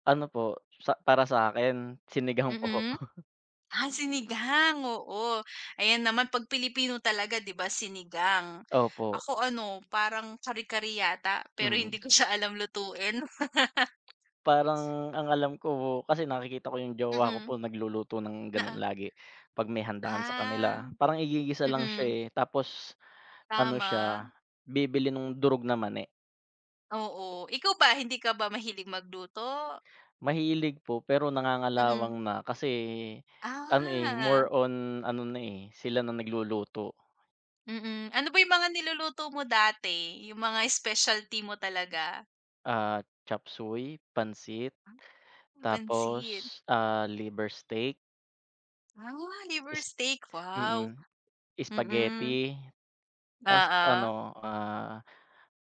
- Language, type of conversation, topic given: Filipino, unstructured, Ano ang palagay mo tungkol sa pagkain sa labas kumpara sa lutong bahay?
- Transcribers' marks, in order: tapping; chuckle; laugh